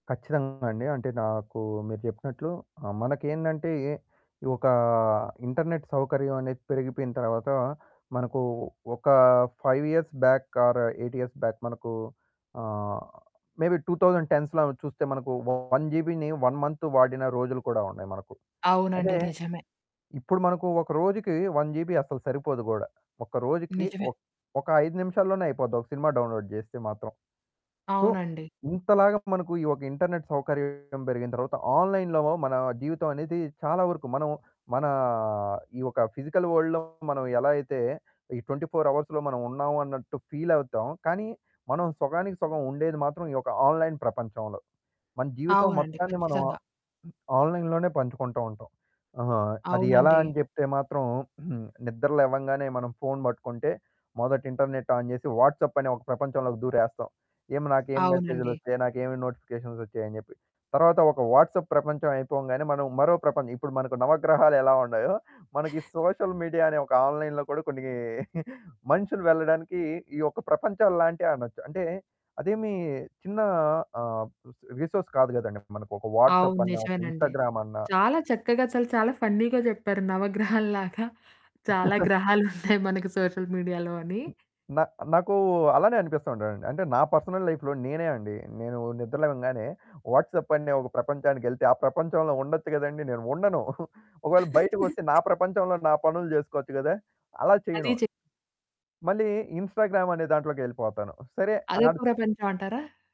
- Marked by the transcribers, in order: distorted speech; in English: "ఇంటర్నెట్"; in English: "ఫైవ్ ఇయర్స్ బ్యాక్, ఆర్ ఎయిట్ ఇయర్స్ బ్యాక్"; in English: "మేబీ టూ థౌసండ్ టెన్స్‌లో"; in English: "వన్ జీబీని వన్ మంత్"; in English: "వన్ జీబీ"; other background noise; in English: "డౌన్‌లోడ్"; in English: "సో"; in English: "ఇంటర్నెట్"; in English: "ఆన్‌లైన్‌లో"; in English: "ఫిజికల్ వరల్డ్‌లో"; in English: "ట్వెంటీ ఫోర్ అవర్స్‌లో"; in English: "ఆన్‌లైన్"; in English: "ఆన్‌లైన్"; in English: "ఇంటర్నెట్ ఆన్"; in English: "వాట్సాప్"; in English: "వాట్సాప్"; in English: "సోషల్ మీడియా"; in English: "ఆన్‌లైన్"; giggle; in English: "రిసోర్స్"; in English: "వాట్సాప్"; in English: "ఇన్‌స్టాగ్రామ్"; in English: "ఫన్నీగా"; laughing while speaking: "నవగ్రహాల్లాగా, చాలా గ్రహాలున్నాయి మనకు"; chuckle; in English: "సోషల్ మీడియాలో"; in English: "పర్సనల్ లైఫ్‌లో"; in English: "వాట్సాప్"; giggle; in English: "ఇన్‌స్టాగ్రామ్"
- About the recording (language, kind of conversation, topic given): Telugu, podcast, ఆన్‌లైన్‌లో పంచుకోవడం మీకు ఎలా అనిపిస్తుంది?